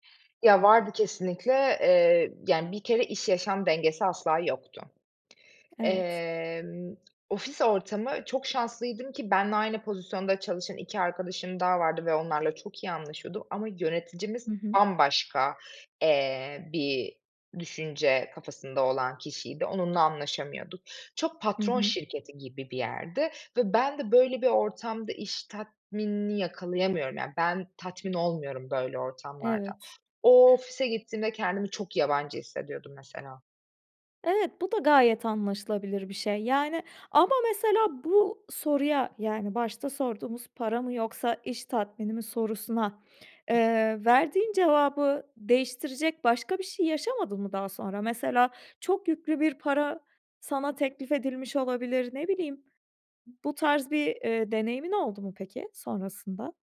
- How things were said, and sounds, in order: other background noise; other noise
- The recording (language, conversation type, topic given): Turkish, podcast, Para mı, iş tatmini mi senin için daha önemli?